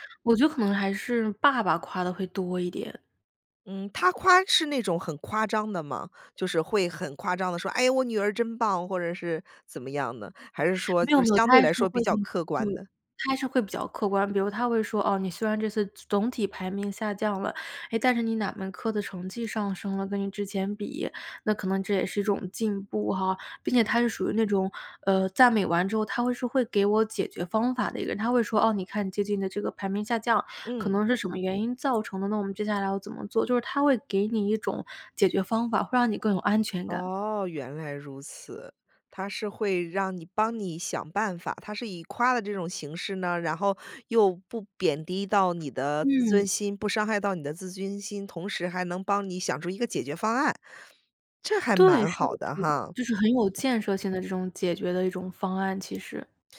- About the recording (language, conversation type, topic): Chinese, podcast, 你家里平时是赞美多还是批评多？
- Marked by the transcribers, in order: other background noise; "自尊心" said as "自军心"